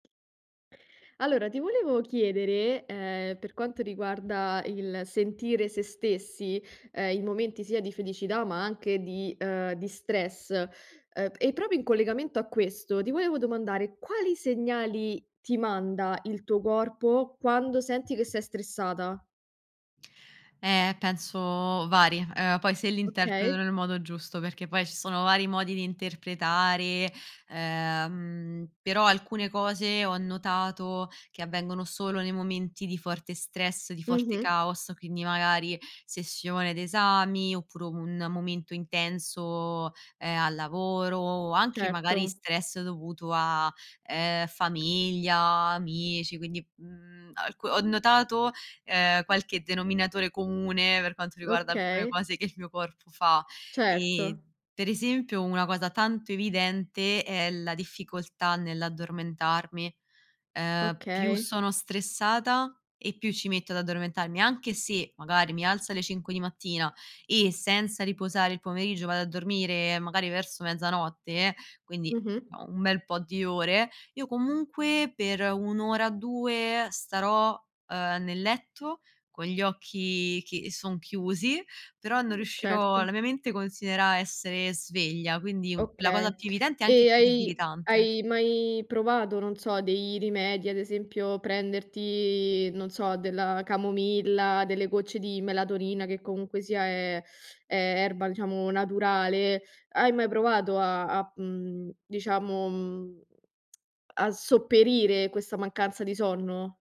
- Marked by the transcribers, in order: tapping; "proprio" said as "propio"; laughing while speaking: "corpo"; lip smack
- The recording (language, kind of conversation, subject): Italian, podcast, Quali segnali il tuo corpo ti manda quando sei stressato?
- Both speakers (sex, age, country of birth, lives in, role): female, 25-29, Italy, Italy, guest; female, 25-29, Italy, Italy, host